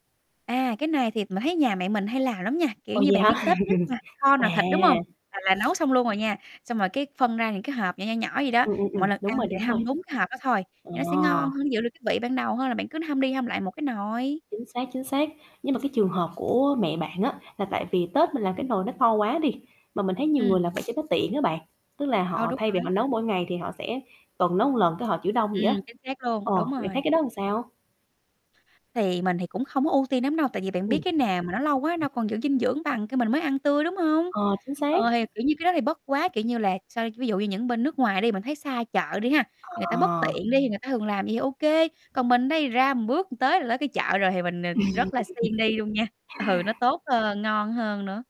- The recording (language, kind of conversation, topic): Vietnamese, podcast, Bí quyết của bạn để mua thực phẩm tươi ngon là gì?
- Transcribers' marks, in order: static; laugh; other background noise; distorted speech; "một" said as "ừn"; tapping; "làm" said as "ừn"; laugh; laughing while speaking: "ừ"